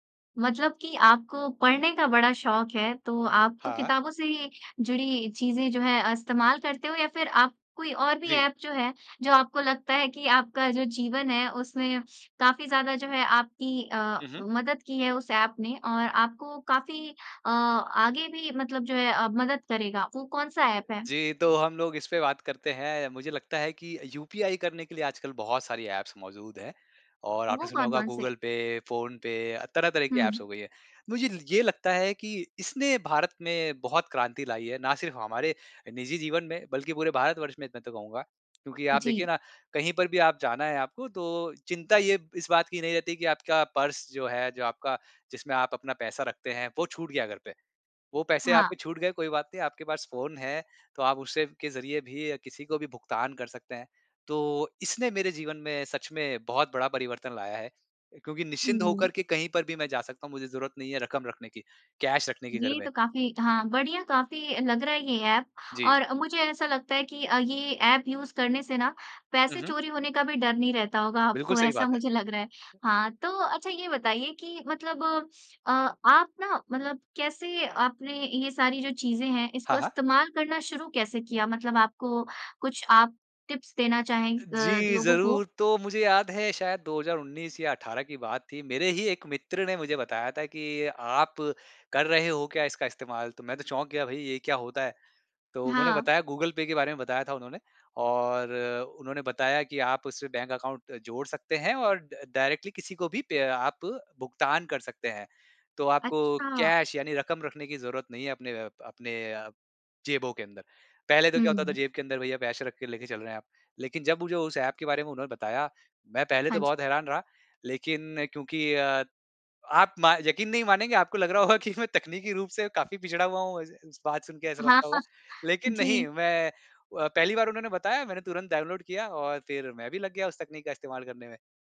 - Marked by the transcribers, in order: in English: "ऐप्स"; in English: "ऐप्स"; in English: "कैश"; in English: "यूज़"; in English: "टिप्स"; in English: "ड डायरेक्टली"; in English: "कैश"; laughing while speaking: "होगा कि मैं"; laughing while speaking: "हाँ, हाँ"
- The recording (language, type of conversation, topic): Hindi, podcast, कौन सा ऐप आपकी ज़िंदगी को आसान बनाता है और क्यों?